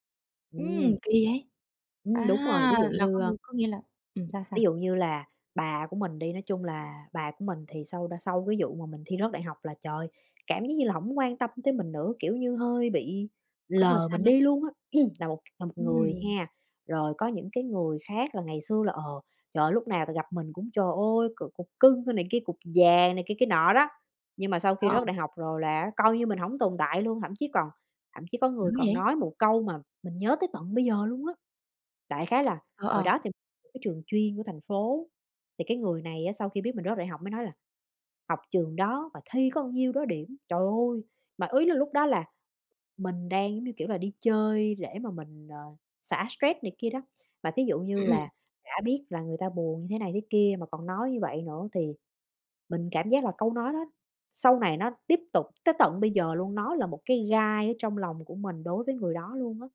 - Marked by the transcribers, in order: tapping; throat clearing
- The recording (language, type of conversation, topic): Vietnamese, podcast, Bạn đã phục hồi như thế nào sau một thất bại lớn?